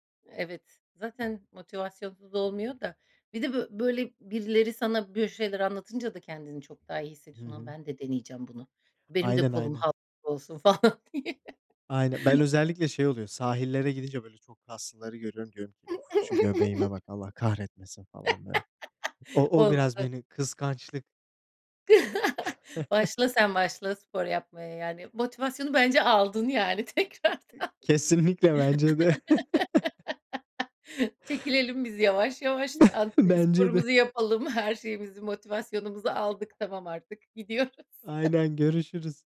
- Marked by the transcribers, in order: tapping; laughing while speaking: "falan diye"; chuckle; laugh; unintelligible speech; chuckle; other noise; laughing while speaking: "tekrardan. Çekilelim biz yavaş yavaş … Tamam artık, gidiyoruz"; other background noise; laugh; chuckle; laughing while speaking: "Bence de"
- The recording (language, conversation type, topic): Turkish, unstructured, Spor yaparken motivasyon kaybı neden bu kadar yaygındır?
- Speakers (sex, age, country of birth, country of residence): female, 40-44, Turkey, Germany; male, 25-29, Turkey, Romania